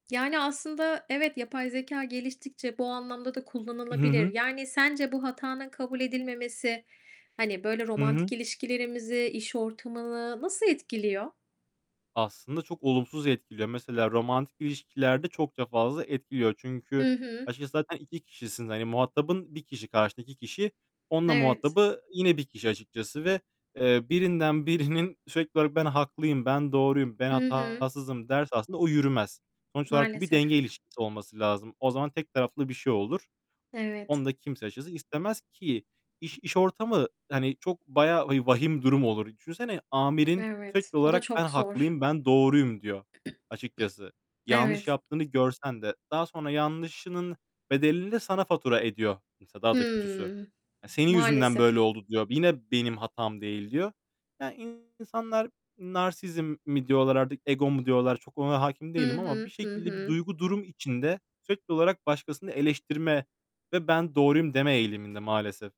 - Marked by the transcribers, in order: distorted speech; other background noise; laughing while speaking: "birinin"; tapping; "narsisizm" said as "narsizm"
- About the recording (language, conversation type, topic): Turkish, unstructured, Birinin hatasını kabul etmesi neden bu kadar zor olabilir?